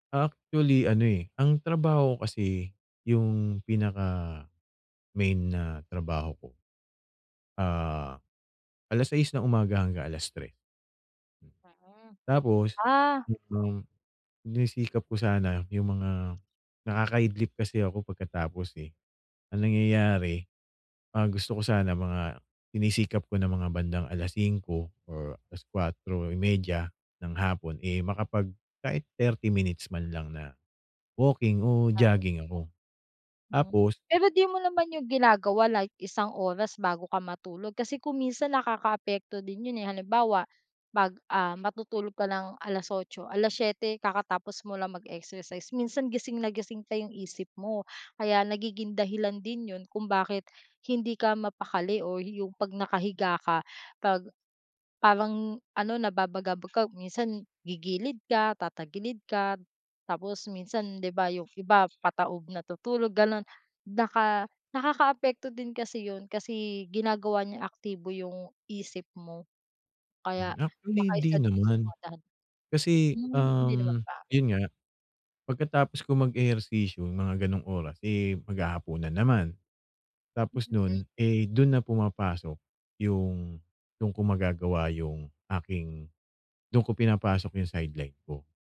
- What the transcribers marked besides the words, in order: tapping; unintelligible speech
- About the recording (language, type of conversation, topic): Filipino, advice, Paano ako makakahanap ng oras para magpahinga at makabawi ng lakas?